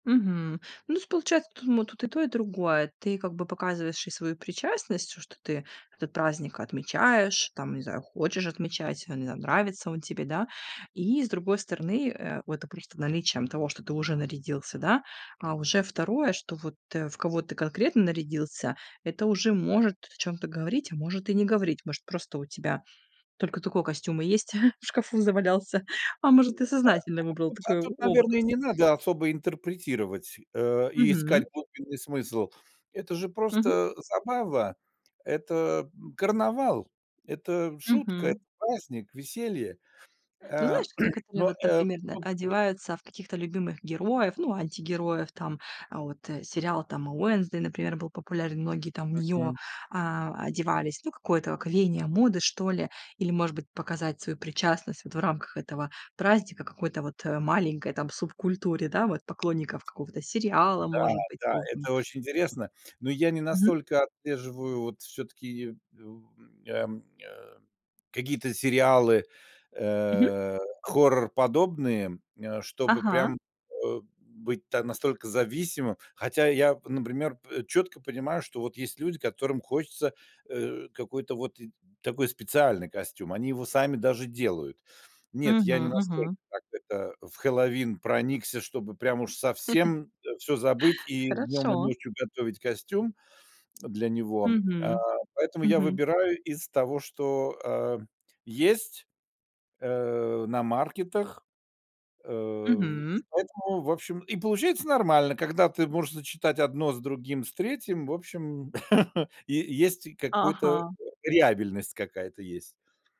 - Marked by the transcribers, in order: "есть" said as "сь"; chuckle; laughing while speaking: "в шкафу завалялся"; other noise; tapping; throat clearing; other background noise; "Хэллоуин" said as "Хелавин"; chuckle; chuckle
- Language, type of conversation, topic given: Russian, podcast, Что ты хочешь сказать людям своим нарядом?